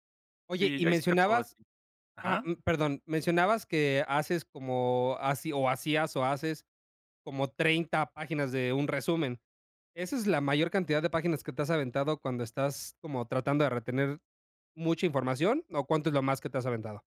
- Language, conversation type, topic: Spanish, podcast, ¿Qué estrategias usas para retener información a largo plazo?
- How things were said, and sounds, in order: none